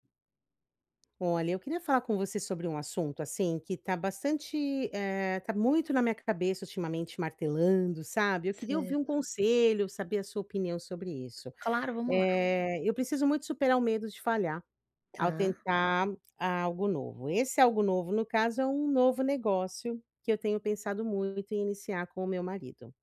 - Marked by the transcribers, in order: tapping
- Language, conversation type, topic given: Portuguese, advice, Como posso superar o medo de falhar ao tentar algo novo sem ficar paralisado?